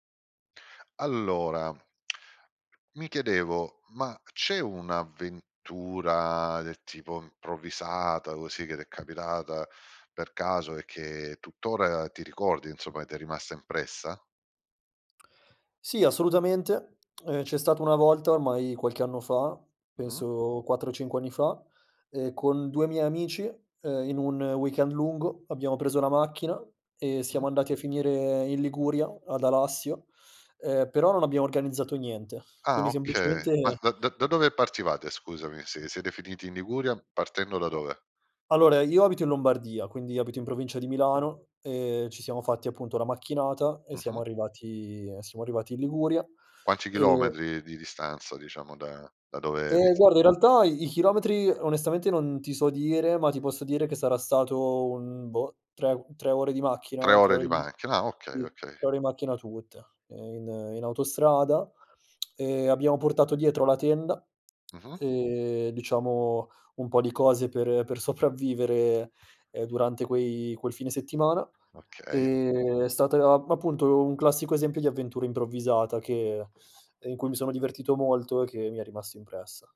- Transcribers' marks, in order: tongue click; other background noise; tapping; unintelligible speech; tsk; laughing while speaking: "sopravviviere"
- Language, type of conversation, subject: Italian, podcast, Qual è un'avventura improvvisata che ricordi ancora?